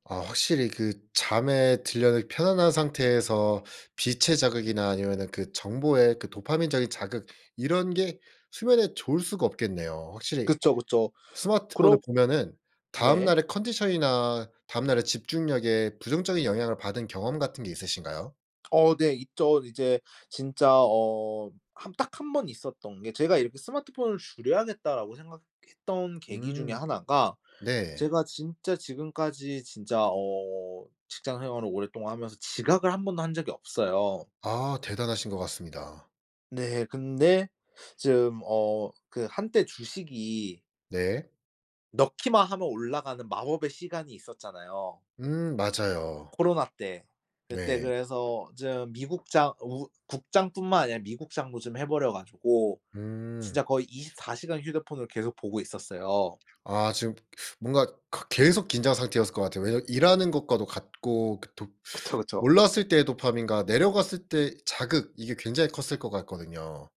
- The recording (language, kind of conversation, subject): Korean, podcast, 취침 전에 스마트폰 사용을 줄이려면 어떻게 하면 좋을까요?
- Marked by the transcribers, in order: tapping; other background noise